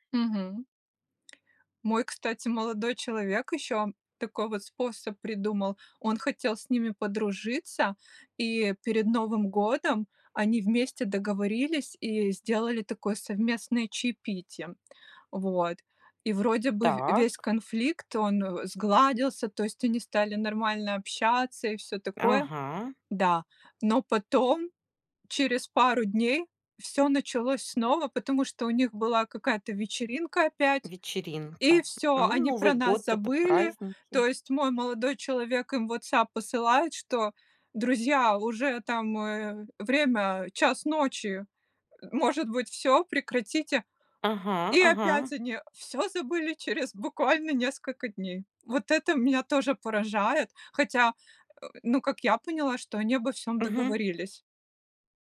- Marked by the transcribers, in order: none
- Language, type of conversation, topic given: Russian, podcast, Как наладить отношения с соседями?